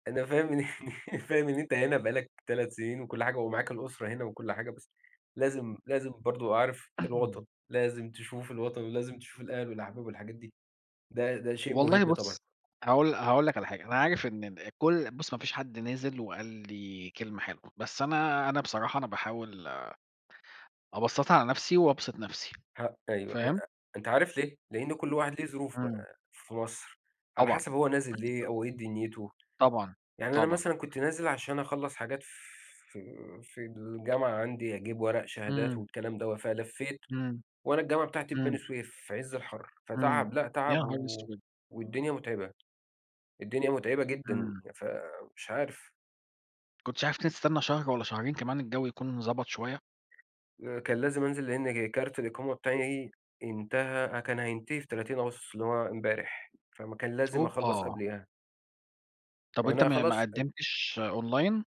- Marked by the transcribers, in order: laughing while speaking: "إن"; laugh; throat clearing; other background noise; tapping; in English: "Online؟"
- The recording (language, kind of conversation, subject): Arabic, unstructured, إزاي العادات الصحية ممكن تأثر على حياتنا اليومية؟
- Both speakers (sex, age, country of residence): male, 30-34, Portugal; male, 40-44, Portugal